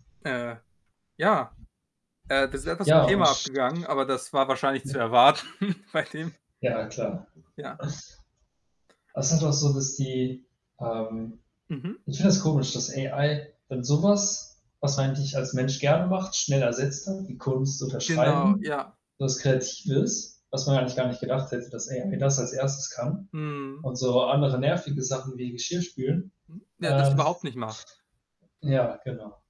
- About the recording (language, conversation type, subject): German, unstructured, Was macht Kunst für dich besonders?
- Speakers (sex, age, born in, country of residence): male, 25-29, Germany, Germany; male, 25-29, Germany, Germany
- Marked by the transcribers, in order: static; other background noise; unintelligible speech; laughing while speaking: "erwarten"; snort; in English: "AI"; in English: "AI"; chuckle